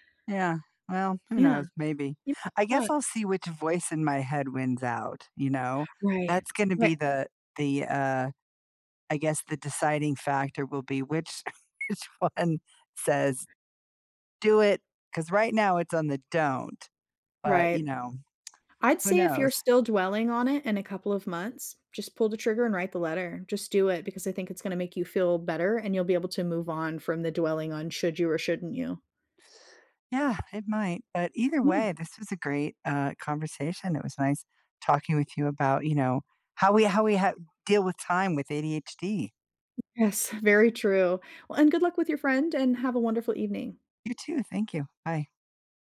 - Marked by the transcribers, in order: unintelligible speech; chuckle; laughing while speaking: "which one"; tsk; other background noise; tapping
- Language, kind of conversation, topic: English, unstructured, Which voice in my head should I trust for a tough decision?